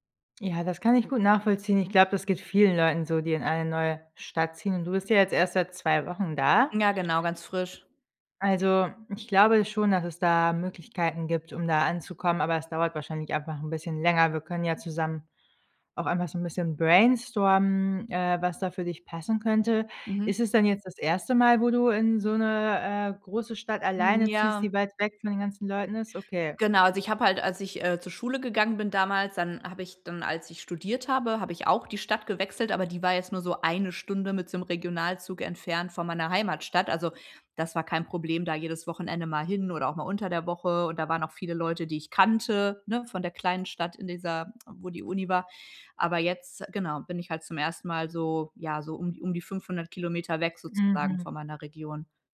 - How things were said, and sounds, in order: none
- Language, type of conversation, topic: German, advice, Wie gehe ich mit Einsamkeit nach einem Umzug in eine neue Stadt um?